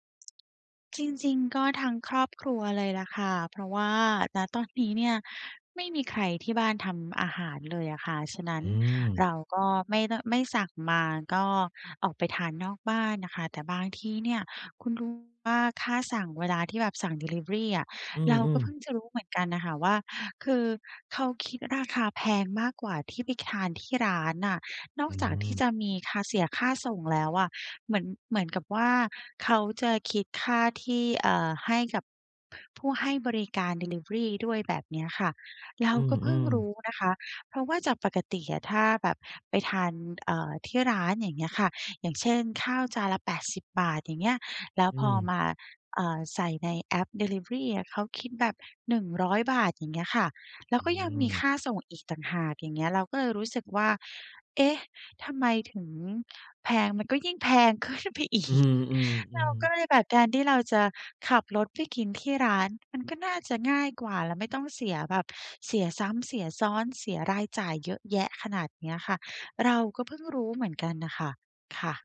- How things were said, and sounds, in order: tapping; laughing while speaking: "ขึ้นไปอีก"
- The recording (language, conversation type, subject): Thai, advice, ทำอาหารที่บ้านอย่างไรให้ประหยัดค่าใช้จ่าย?